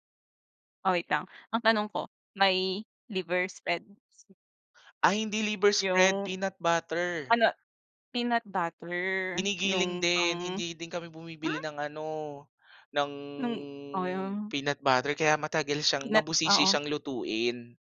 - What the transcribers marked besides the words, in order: drawn out: "ng"; tapping
- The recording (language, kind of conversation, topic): Filipino, podcast, Sino ang unang nagturo sa iyo magluto, at ano ang natutuhan mo sa kanya?